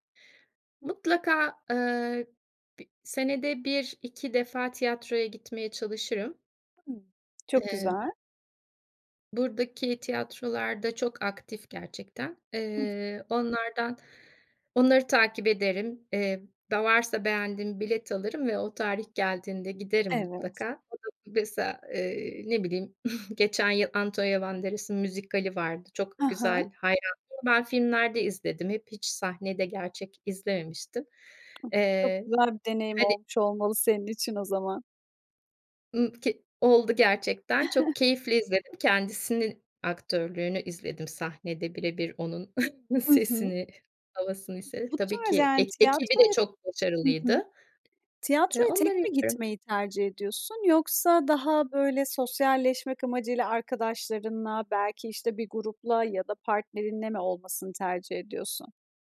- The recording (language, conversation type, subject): Turkish, podcast, Boş zamanlarını değerlendirirken ne yapmayı en çok seversin?
- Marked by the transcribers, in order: unintelligible speech; unintelligible speech; giggle; other background noise; giggle; giggle; other noise